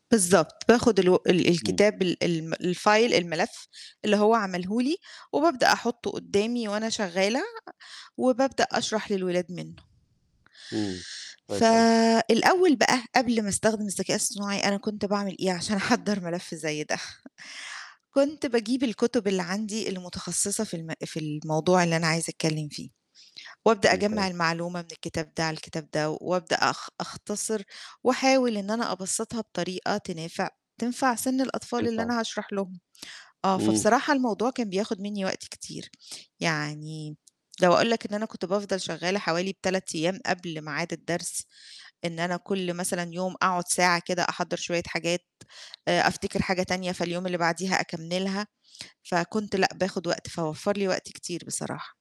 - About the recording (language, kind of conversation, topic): Arabic, podcast, إزاي بتستفيد من الذكاء الاصطناعي في حياتك اليومية؟
- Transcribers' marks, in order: in English: "الFile"; laughing while speaking: "عشان أحضّر"; chuckle; other background noise